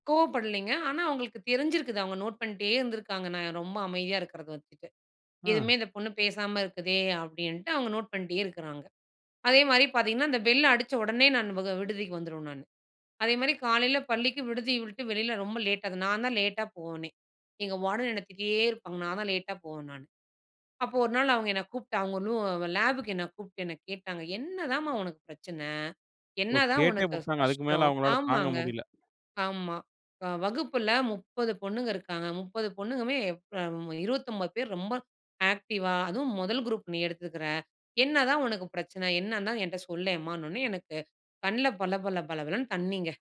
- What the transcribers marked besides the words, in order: none
- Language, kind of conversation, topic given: Tamil, podcast, ஒரு நல்ல வழிகாட்டியை எப்படி தேடுவது?